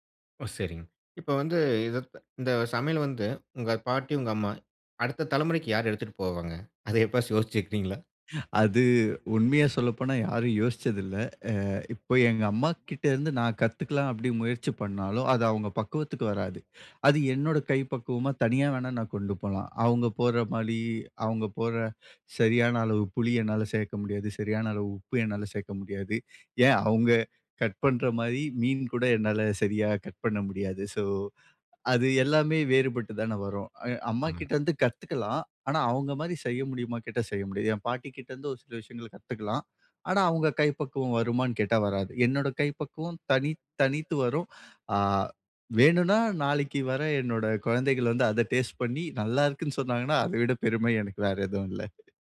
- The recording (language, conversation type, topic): Tamil, podcast, பழமையான குடும்ப சமையல் செய்முறையை நீங்கள் எப்படி பாதுகாத்துக் கொள்வீர்கள்?
- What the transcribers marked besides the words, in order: other background noise